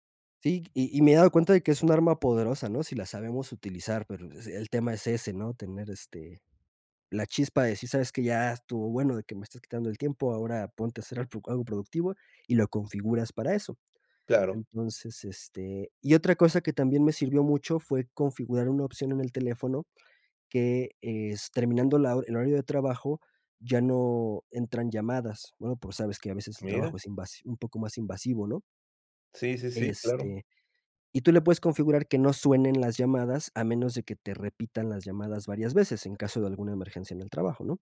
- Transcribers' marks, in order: none
- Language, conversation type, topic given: Spanish, podcast, ¿Qué pequeños cambios han marcado una gran diferencia en tu salud?